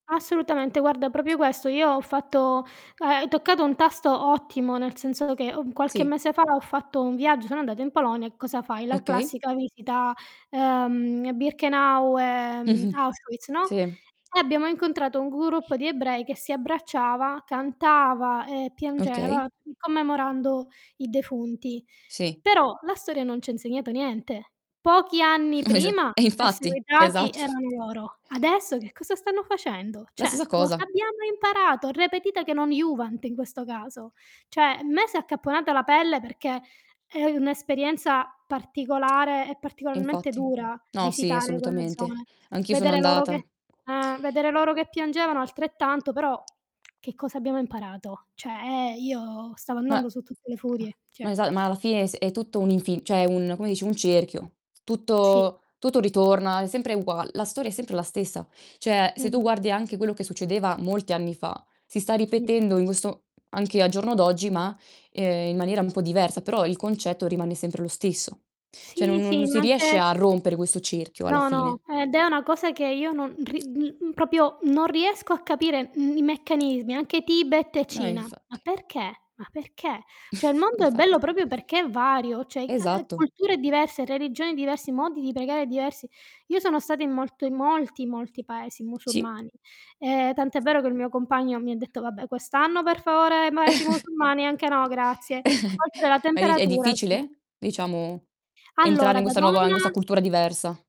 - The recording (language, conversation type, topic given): Italian, unstructured, Come pensi che la religione possa unire o dividere le persone?
- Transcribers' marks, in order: tapping; "proprio" said as "propio"; other background noise; "gruppo" said as "guruppo"; laughing while speaking: "Esa"; laughing while speaking: "esatto"; static; in Latin: "Repetita"; in Latin: "iuvant"; distorted speech; tsk; "questo" said as "guesto"; chuckle; "cioè" said as "ceh"; chuckle; unintelligible speech; "questa" said as "guesta"; "questa" said as "guesta"